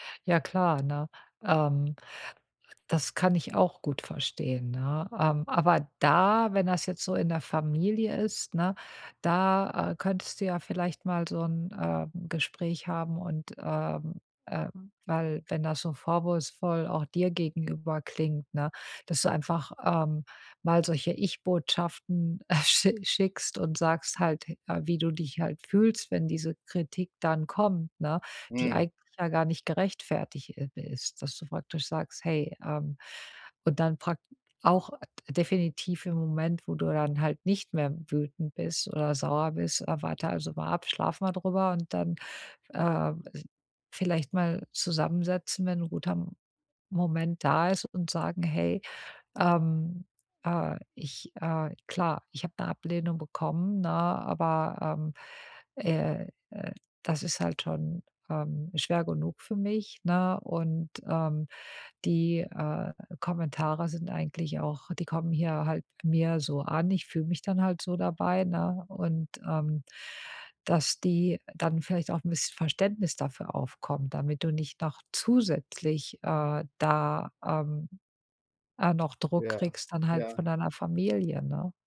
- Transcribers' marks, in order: chuckle; stressed: "zusätzlich"
- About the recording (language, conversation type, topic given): German, advice, Wie kann ich konstruktiv mit Ablehnung und Zurückweisung umgehen?